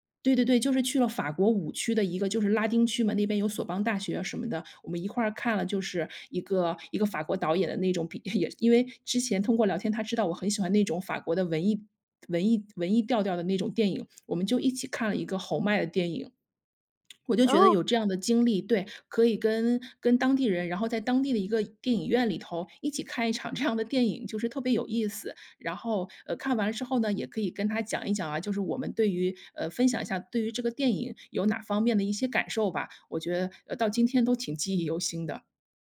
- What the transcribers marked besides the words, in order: laughing while speaking: "也"; surprised: "哦"; laughing while speaking: "这样的"
- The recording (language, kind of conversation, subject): Chinese, podcast, 一个人旅行时，怎么认识新朋友？